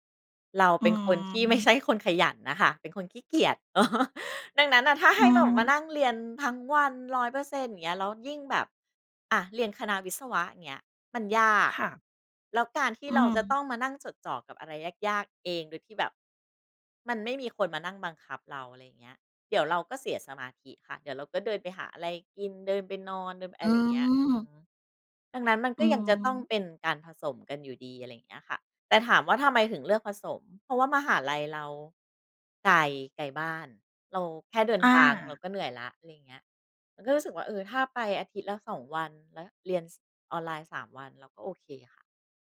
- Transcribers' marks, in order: chuckle
- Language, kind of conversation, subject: Thai, podcast, การเรียนออนไลน์เปลี่ยนแปลงการศึกษาอย่างไรในมุมมองของคุณ?